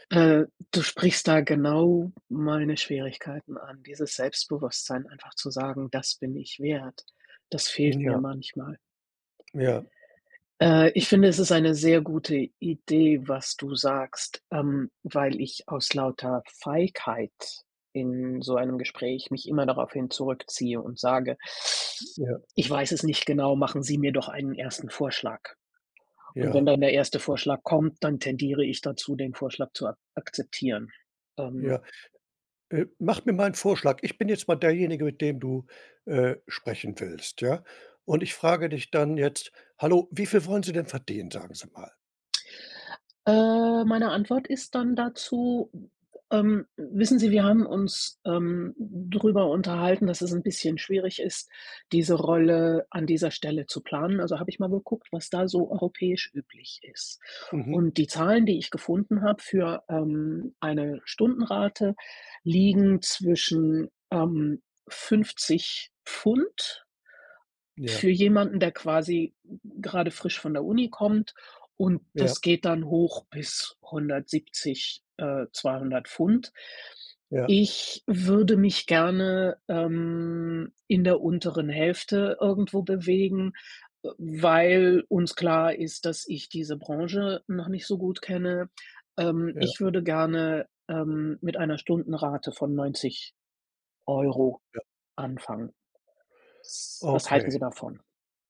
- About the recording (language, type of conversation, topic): German, advice, Wie kann ich meine Unsicherheit vor einer Gehaltsverhandlung oder einem Beförderungsgespräch überwinden?
- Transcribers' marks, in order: giggle